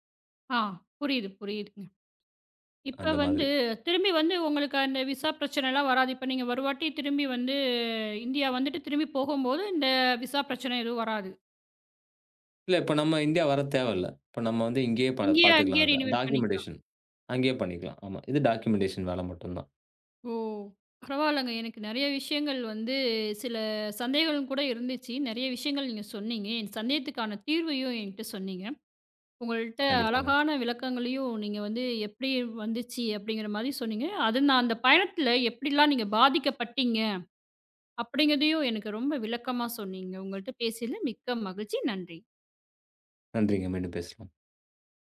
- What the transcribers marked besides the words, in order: other noise; in English: "விஸா"; drawn out: "வந்து"; in English: "விஸா"; tapping; in English: "ரெனிவல்"; in English: "டாக்குமெண்டேஷன்"; in English: "டாக்குமெண்டேஷன்"; lip smack
- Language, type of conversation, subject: Tamil, podcast, விசா பிரச்சனை காரணமாக உங்கள் பயணம் பாதிக்கப்பட்டதா?